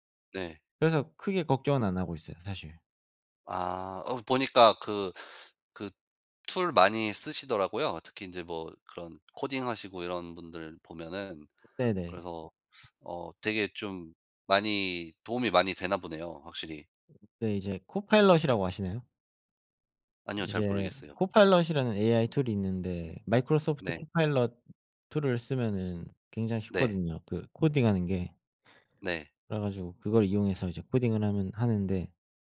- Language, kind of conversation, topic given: Korean, unstructured, 당신이 이루고 싶은 가장 큰 목표는 무엇인가요?
- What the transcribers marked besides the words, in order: tapping